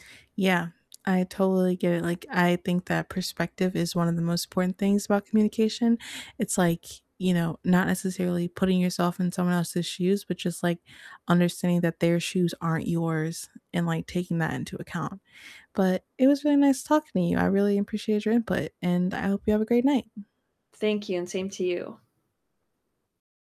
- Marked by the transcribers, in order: tapping
- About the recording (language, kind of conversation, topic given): English, unstructured, What is the best advice you’ve received about communication?